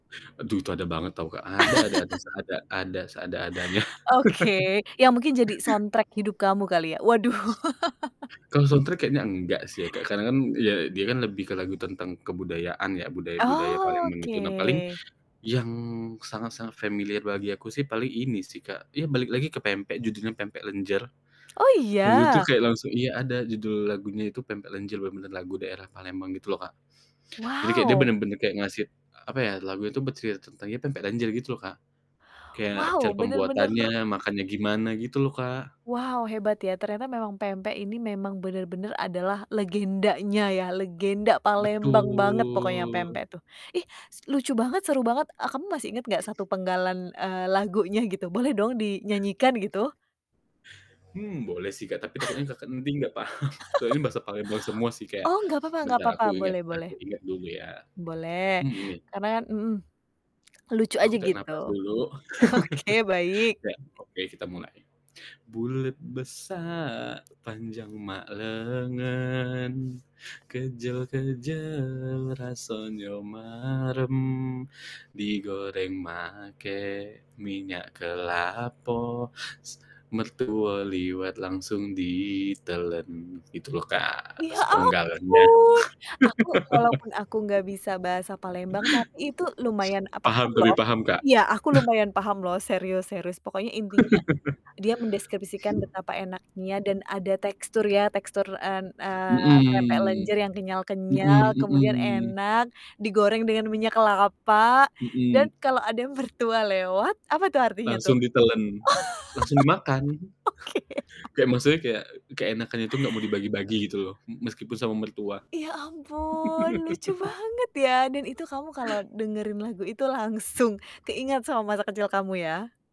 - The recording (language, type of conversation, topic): Indonesian, podcast, Pernahkah kamu tiba-tiba merasa nostalgia karena bau, lagu, atau iklan tertentu?
- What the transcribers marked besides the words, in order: laugh; chuckle; in English: "soundtrack"; other background noise; in English: "soundtrack"; laugh; drawn out: "Oke"; drawn out: "Betul"; static; chuckle; laughing while speaking: "paham"; chuckle; laughing while speaking: "Oke"; laugh; in Malay: "Bulet besar panjang mak lengan … liwet langsung ditelen"; singing: "Bulet besar panjang mak lengan … liwet langsung ditelen"; tapping; surprised: "Ya ampun"; laugh; chuckle; laugh; chuckle; laughing while speaking: "Oh. Oke"; laugh